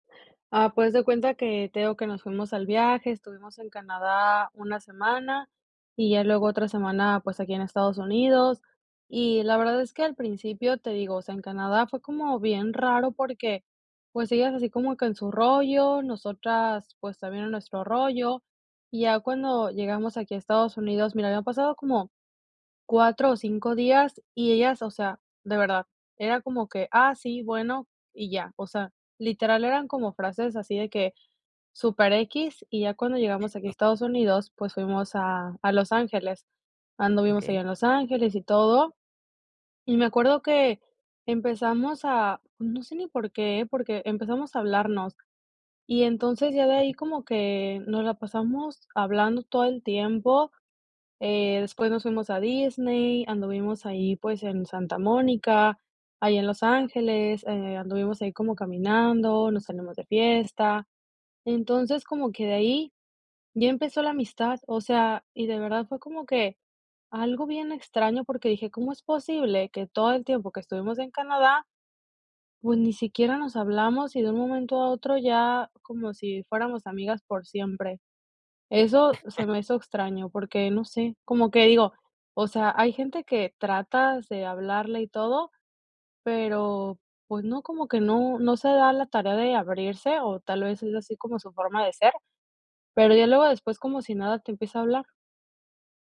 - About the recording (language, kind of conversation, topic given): Spanish, podcast, ¿Qué amistad empezó de forma casual y sigue siendo clave hoy?
- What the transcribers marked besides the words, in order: tapping; other noise; other background noise; chuckle